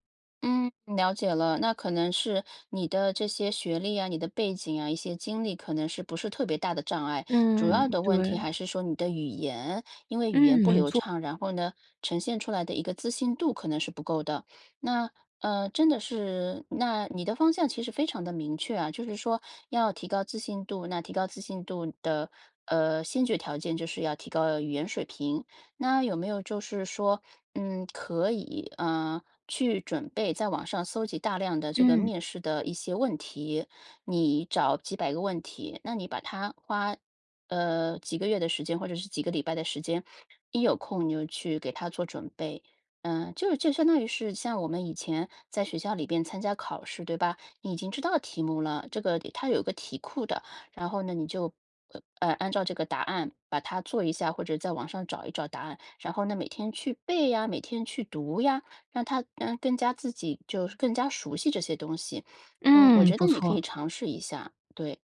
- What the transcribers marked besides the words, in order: tapping
- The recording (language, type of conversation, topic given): Chinese, advice, 你在求职面试时通常会在哪个阶段感到焦虑，并会出现哪些具体感受或身体反应？